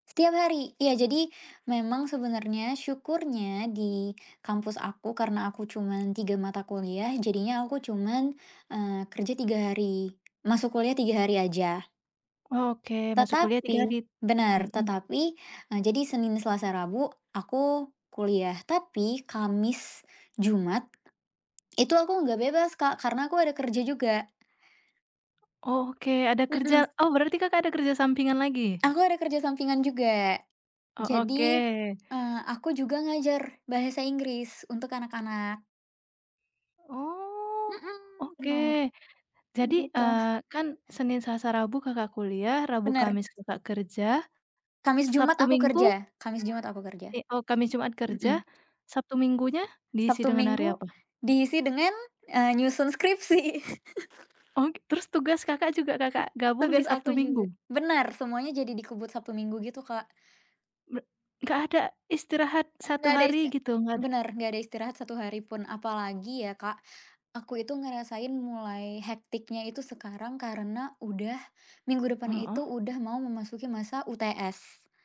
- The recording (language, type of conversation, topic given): Indonesian, advice, Mengapa Anda merasa stres karena tenggat kerja yang menumpuk?
- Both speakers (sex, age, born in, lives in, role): female, 20-24, Indonesia, Indonesia, user; female, 25-29, Indonesia, Indonesia, advisor
- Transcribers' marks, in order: tapping; other background noise; drawn out: "Oh"; laughing while speaking: "skripsi"; chuckle; other noise